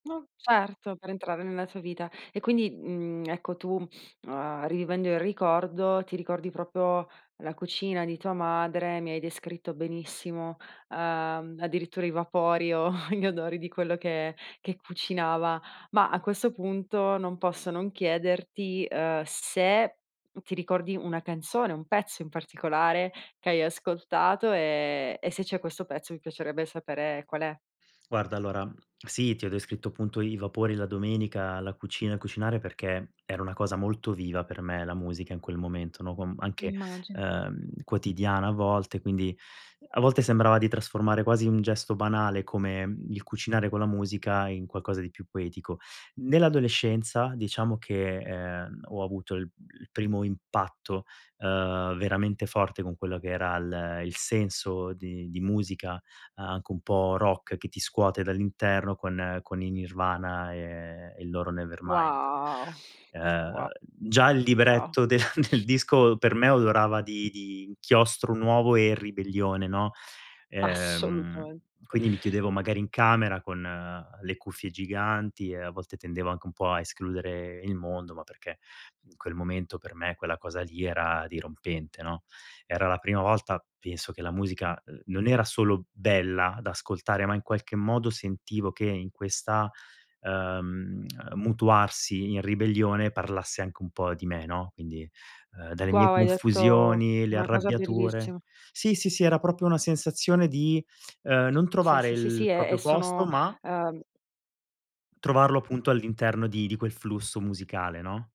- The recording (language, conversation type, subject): Italian, podcast, Com'è nato il tuo amore per la musica?
- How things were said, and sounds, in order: other background noise; sniff; tapping; "proprio" said as "propo"; chuckle; "wow" said as "ow"; laughing while speaking: "del"; exhale; tsk; "Wow" said as "guau"; "proprio" said as "propio"; "proprio" said as "propio"